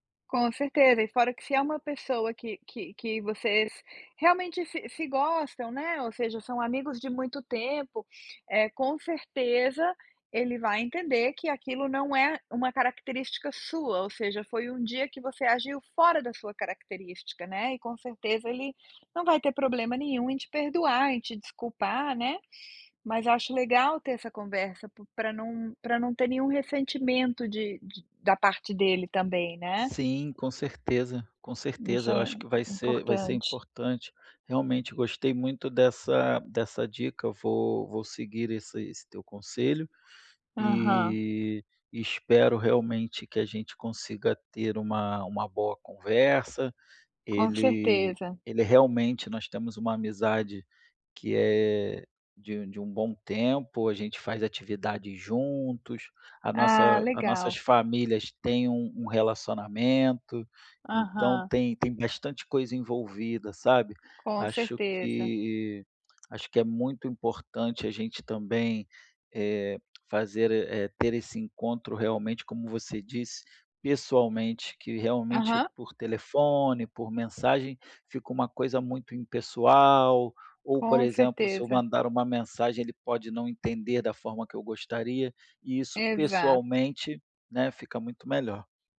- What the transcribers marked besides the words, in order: tapping; other background noise
- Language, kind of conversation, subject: Portuguese, advice, Como posso pedir desculpas de forma sincera depois de magoar alguém sem querer?